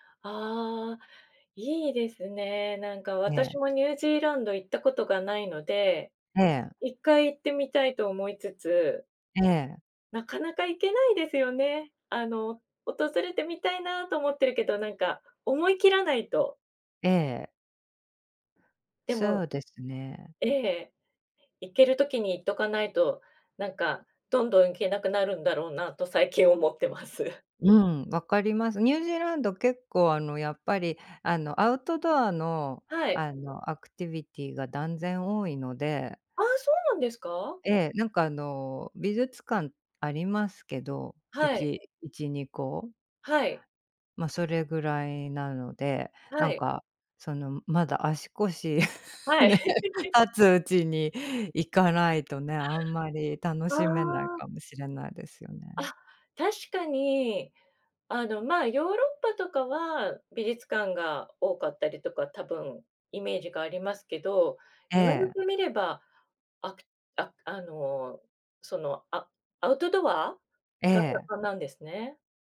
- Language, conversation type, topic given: Japanese, unstructured, 旅行で訪れてみたい国や場所はありますか？
- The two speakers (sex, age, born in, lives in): female, 45-49, Japan, United States; female, 50-54, Japan, Japan
- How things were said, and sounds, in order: laughing while speaking: "まだ足腰ね、立つうちに行かないとね"; laugh